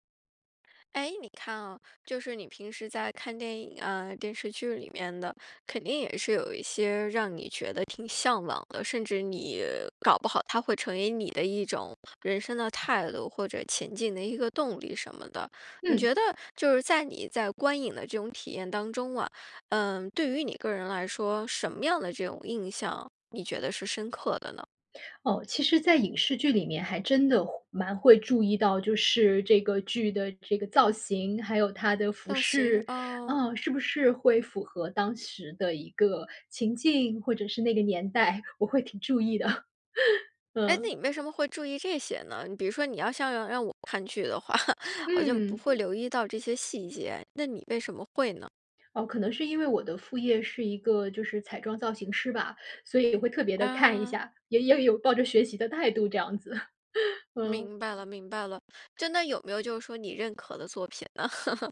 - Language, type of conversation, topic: Chinese, podcast, 你对哪部电影或电视剧的造型印象最深刻？
- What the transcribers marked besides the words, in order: tapping; laughing while speaking: "的"; laugh; chuckle; laugh; laugh